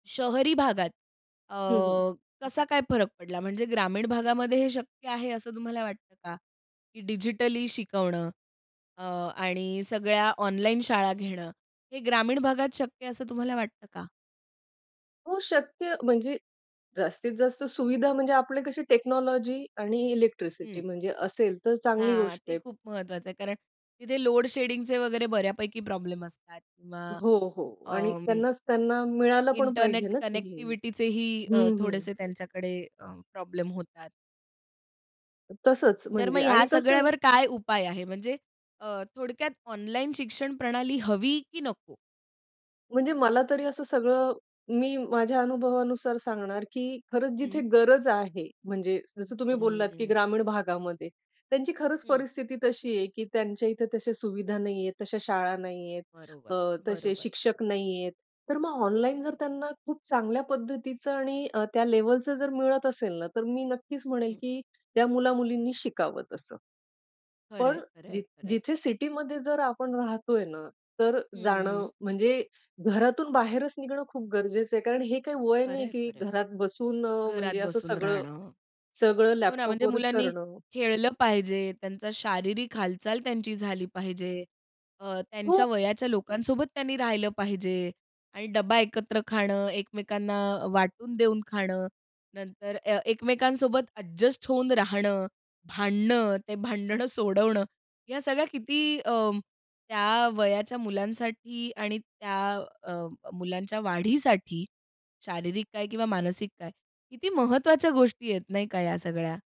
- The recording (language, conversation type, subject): Marathi, podcast, डिजिटल शिक्षणामुळे काय चांगलं आणि वाईट झालं आहे?
- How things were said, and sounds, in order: in English: "कनेक्टिव्हिटी"; other background noise